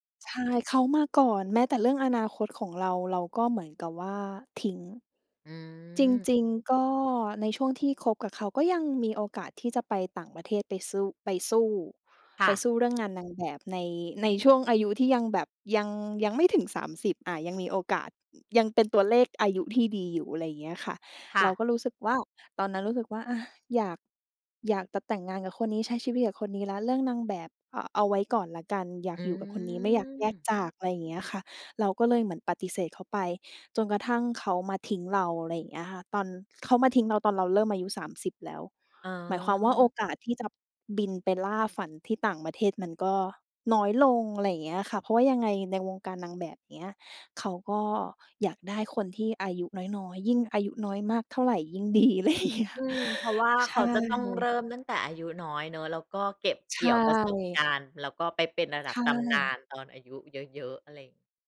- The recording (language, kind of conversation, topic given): Thai, podcast, คำแนะนำอะไรที่คุณอยากบอกตัวเองเมื่อสิบปีก่อน?
- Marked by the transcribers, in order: other background noise; drawn out: "อืม"; laughing while speaking: "อะไรอย่างเงี้ย"